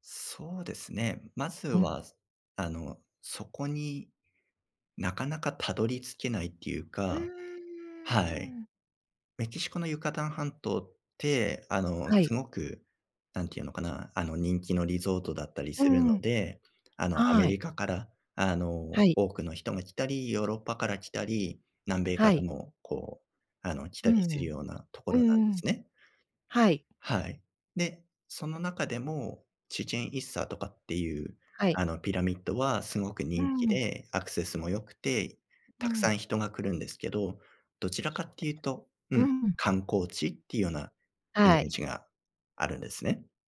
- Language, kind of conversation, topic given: Japanese, podcast, 旅で見つけた秘密の場所について話してくれますか？
- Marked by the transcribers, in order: none